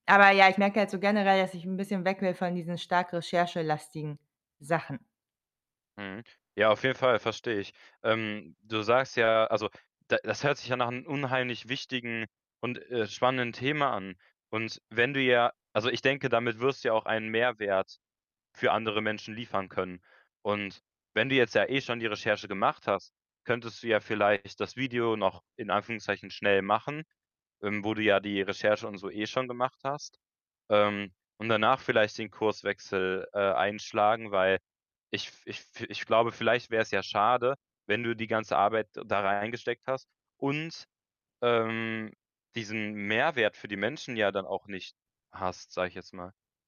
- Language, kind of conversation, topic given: German, advice, Wie kann ich meinen Perfektionismus loslassen, um besser zu entspannen und mich zu erholen?
- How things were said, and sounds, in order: other background noise; tapping; distorted speech